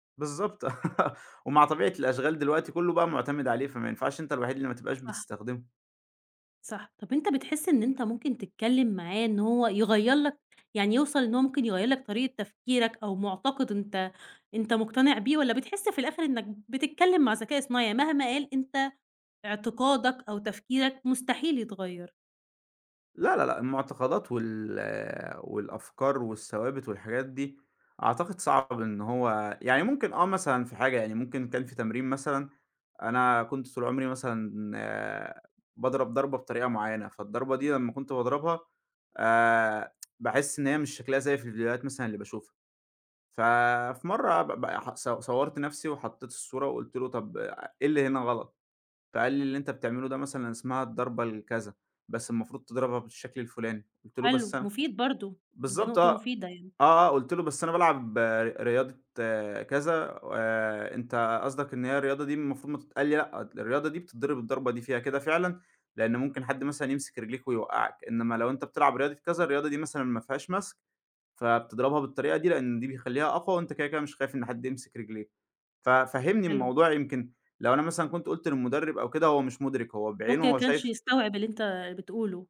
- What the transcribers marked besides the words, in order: laugh; tapping; tsk; other noise
- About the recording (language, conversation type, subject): Arabic, podcast, إزاي بتحط حدود للذكاء الاصطناعي في حياتك اليومية؟
- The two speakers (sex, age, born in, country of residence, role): female, 20-24, Egypt, Egypt, host; male, 25-29, Egypt, Egypt, guest